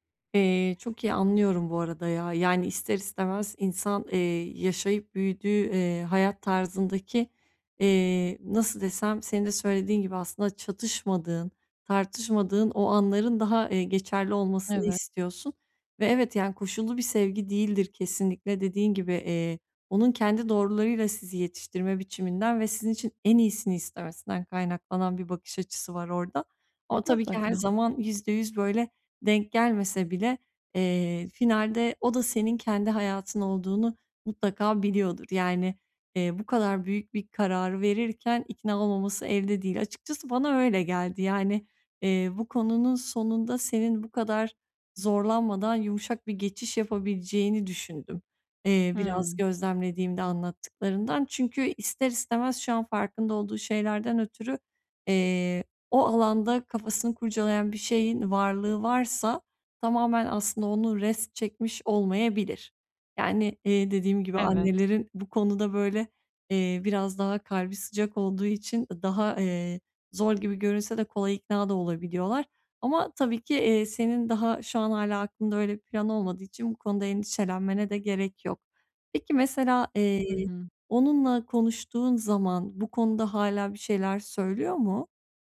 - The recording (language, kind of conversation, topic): Turkish, advice, Özgünlüğüm ile başkaları tarafından kabul görme isteğim arasında nasıl denge kurabilirim?
- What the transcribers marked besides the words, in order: none